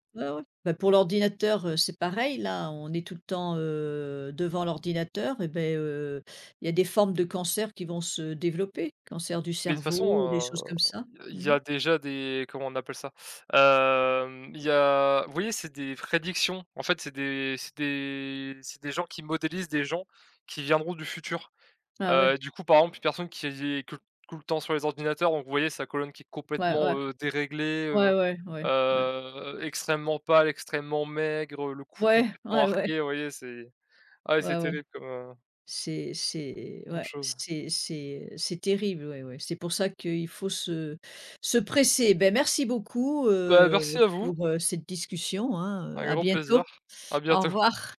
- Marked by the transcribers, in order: laughing while speaking: "ouais, ouais"
- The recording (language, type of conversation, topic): French, unstructured, Que penses-tu des effets du changement climatique sur la nature ?